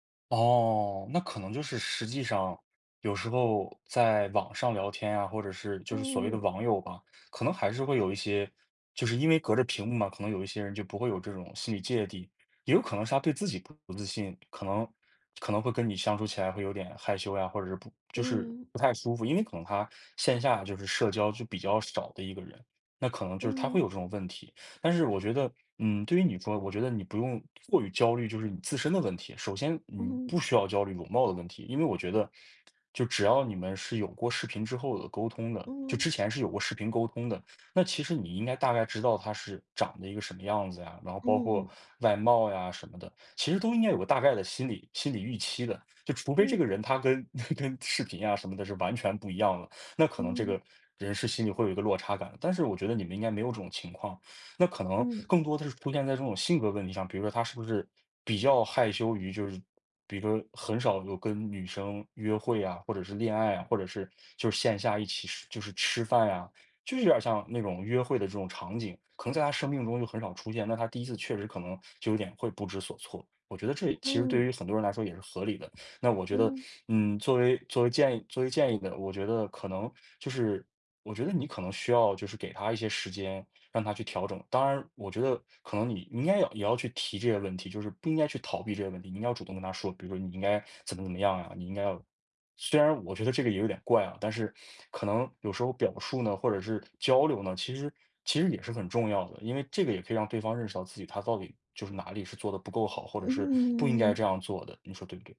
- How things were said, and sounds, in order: other background noise; teeth sucking; laughing while speaking: "跟 跟"; other noise; tapping
- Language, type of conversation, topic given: Chinese, advice, 刚被拒绝恋爱或约会后，自信受损怎么办？